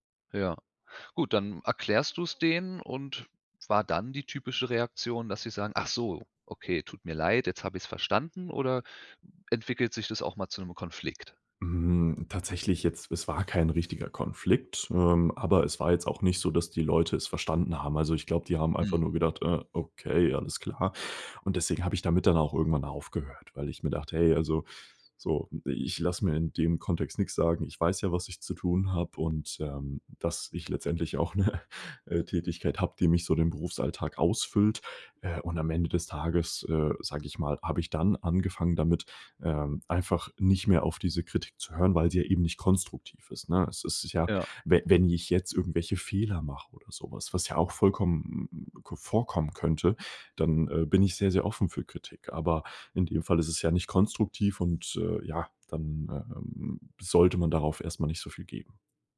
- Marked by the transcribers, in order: laughing while speaking: "'ne"
- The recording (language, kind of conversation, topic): German, podcast, Wie gehst du mit Kritik an deiner Arbeit um?